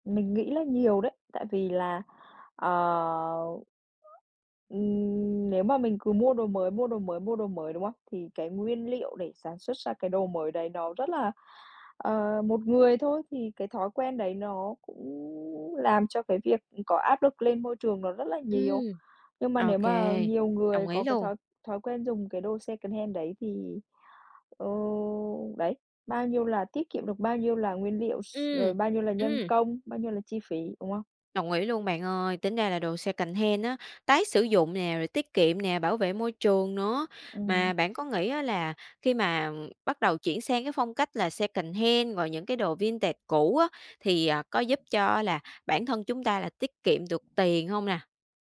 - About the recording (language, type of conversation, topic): Vietnamese, podcast, Bạn nghĩ gì về việc mặc quần áo đã qua sử dụng hoặc đồ cổ điển?
- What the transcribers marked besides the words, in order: other noise; in English: "secondhand"; tapping; in English: "secondhand"; in English: "secondhand"; in English: "vintage"; other background noise